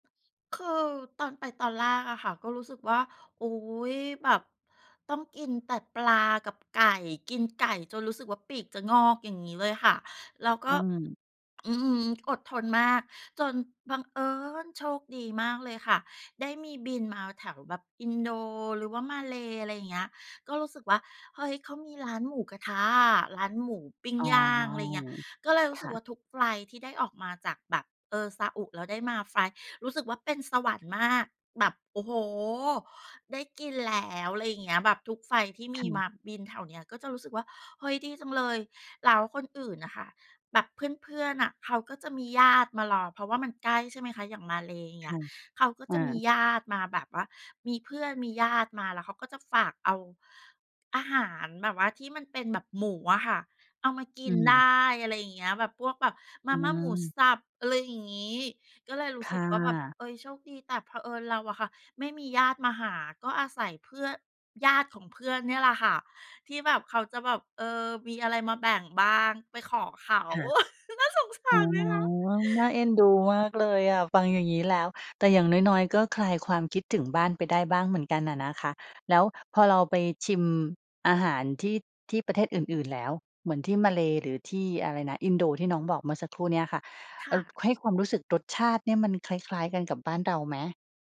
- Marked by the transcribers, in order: stressed: "บังเอิญ"; drawn out: "อ๋อ"; chuckle; put-on voice: "น่าสงสารไหมคะ ?"
- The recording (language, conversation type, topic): Thai, podcast, เมื่อคิดถึงบ้านเกิด สิ่งแรกที่คุณนึกถึงคืออะไร?